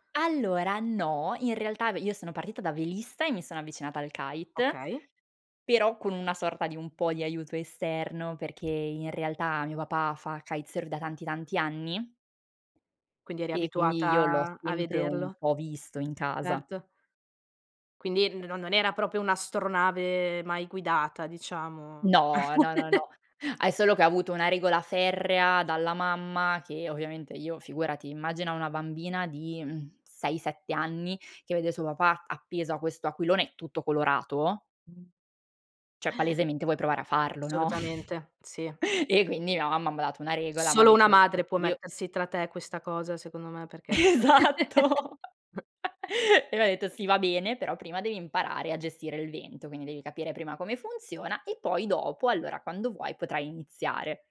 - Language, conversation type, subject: Italian, podcast, Qual è una bella esperienza di viaggio legata a un tuo hobby?
- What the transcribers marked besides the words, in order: giggle; chuckle; "Assolutamente" said as "ssolutamente"; chuckle; unintelligible speech; laughing while speaking: "Esatto!"; giggle